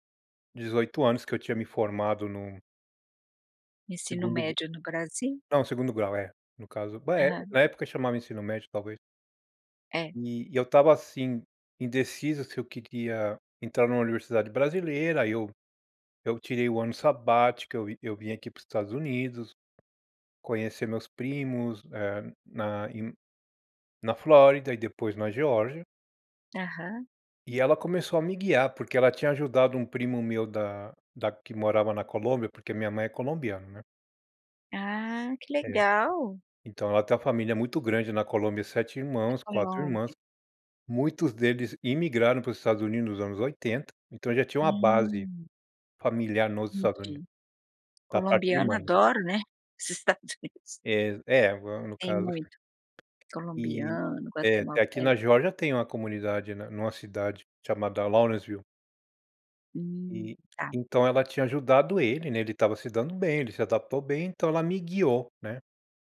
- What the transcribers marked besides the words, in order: tapping; laughing while speaking: "Estados Unidos"
- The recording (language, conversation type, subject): Portuguese, podcast, Que conselhos você daria a quem está procurando um bom mentor?